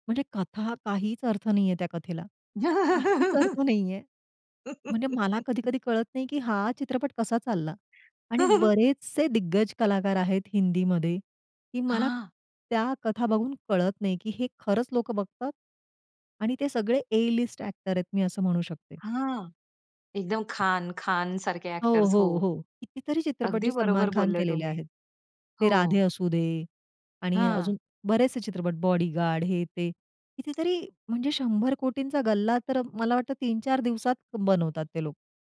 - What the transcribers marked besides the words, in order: giggle; laugh; laugh; tapping
- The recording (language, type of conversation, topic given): Marathi, podcast, सिनेमा पाहताना तुमच्यासाठी काय अधिक महत्त्वाचे असते—कथा की अभिनय?